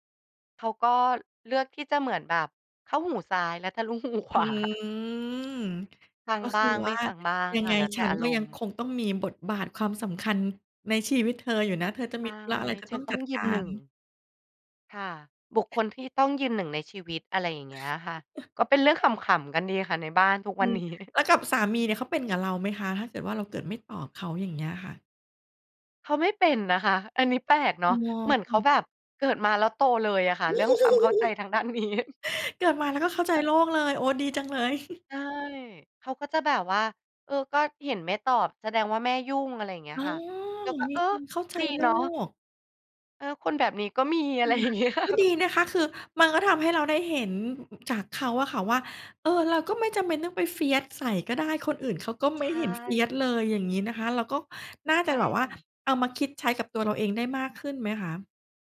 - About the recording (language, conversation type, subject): Thai, podcast, คุณรู้สึกยังไงกับคนที่อ่านแล้วไม่ตอบ?
- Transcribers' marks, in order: laughing while speaking: "หูขวา"; drawn out: "อืม"; laughing while speaking: "นี้"; laugh; laughing while speaking: "ด้านนี้"; chuckle; laughing while speaking: "อะไรอย่างเงี้ย"; in English: "fierce"; in English: "fierce"